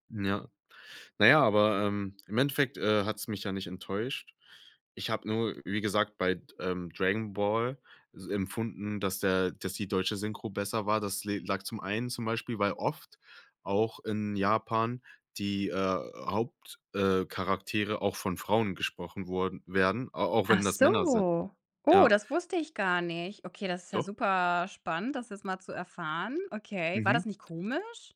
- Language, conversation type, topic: German, podcast, Was bevorzugst du: Untertitel oder Synchronisation, und warum?
- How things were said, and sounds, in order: other background noise; drawn out: "so"